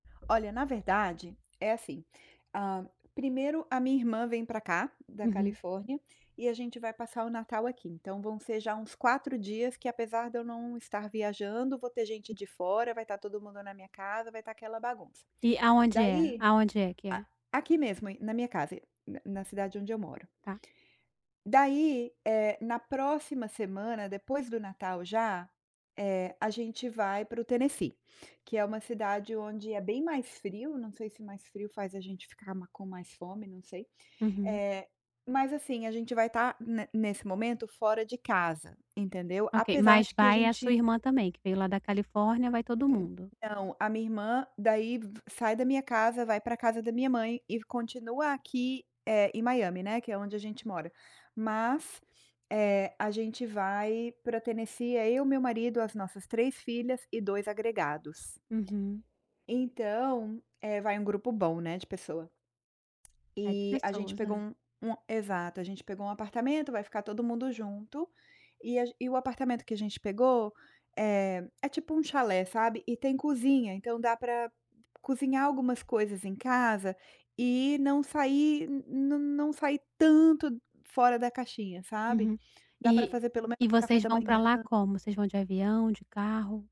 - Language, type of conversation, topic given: Portuguese, advice, Como manter uma rotina saudável durante viagens?
- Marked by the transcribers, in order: tapping; other noise